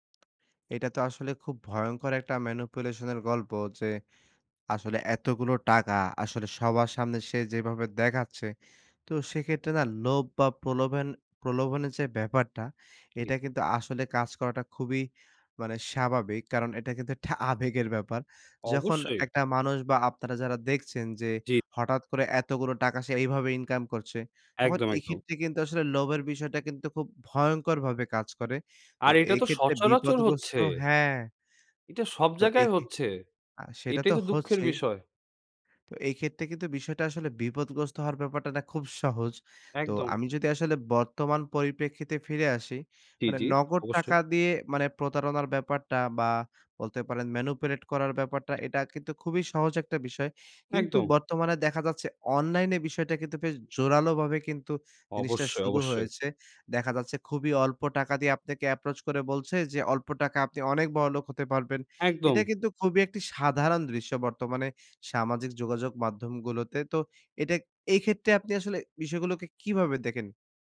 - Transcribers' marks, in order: in English: "manipulation"; laughing while speaking: "একটা আবেগের ব্যাপার"; in English: "manipulate"; in English: "approach"
- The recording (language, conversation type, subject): Bengali, podcast, আপনি কী লক্ষণ দেখে প্রভাবিত করার উদ্দেশ্যে বানানো গল্প চেনেন এবং সেগুলোকে বাস্তব তথ্য থেকে কীভাবে আলাদা করেন?
- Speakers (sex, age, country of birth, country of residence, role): male, 20-24, Bangladesh, Bangladesh, guest; male, 25-29, Bangladesh, Bangladesh, host